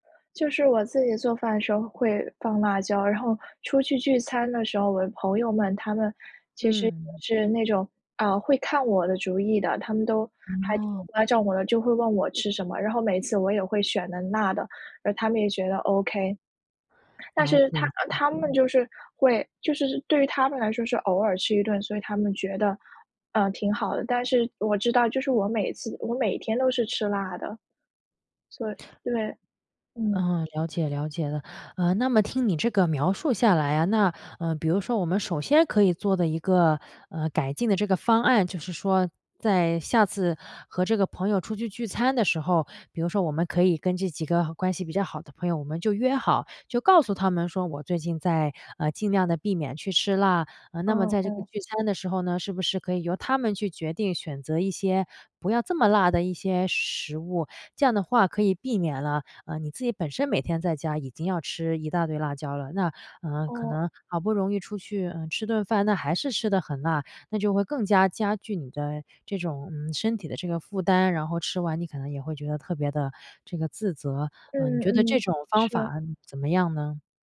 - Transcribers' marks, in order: tapping
- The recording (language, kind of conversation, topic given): Chinese, advice, 吃完饭后我常常感到内疚和自责，该怎么走出来？